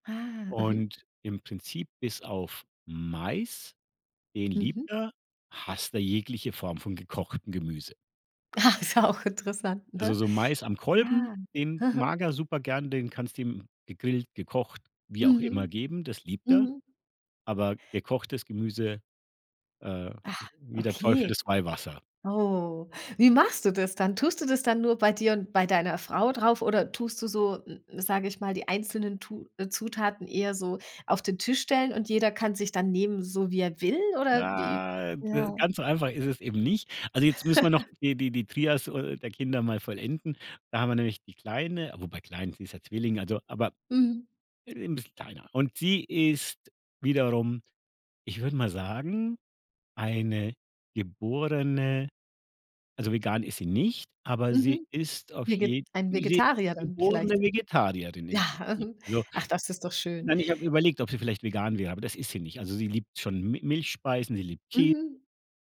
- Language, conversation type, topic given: German, podcast, Wie integrierst du saisonale Zutaten ins Menü?
- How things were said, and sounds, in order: other background noise; laughing while speaking: "Ah"; other noise; drawn out: "Nei"; laugh